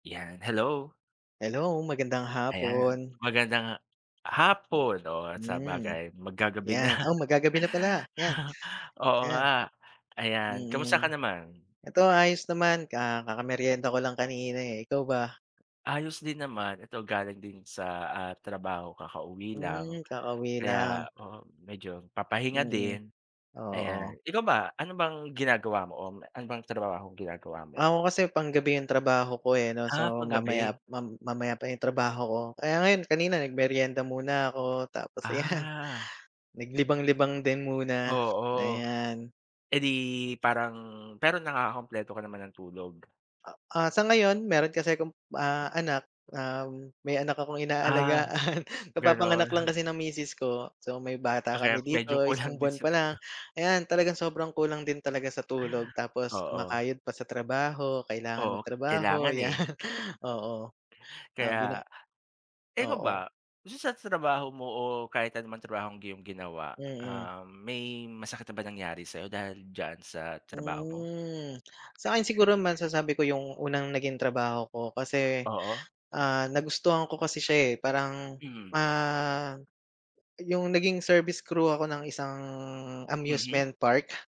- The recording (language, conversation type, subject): Filipino, unstructured, Ano ang pinakamasakit na nangyari sa iyo dahil sa trabaho?
- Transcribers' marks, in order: other background noise; wind; laughing while speaking: "mag gagabi na. Oo nga"; laughing while speaking: "'yan"; laughing while speaking: "inaalagaan"; chuckle; laughing while speaking: "kulang din sa tulog"; laughing while speaking: "'yan"; drawn out: "Hmm"; drawn out: "isang"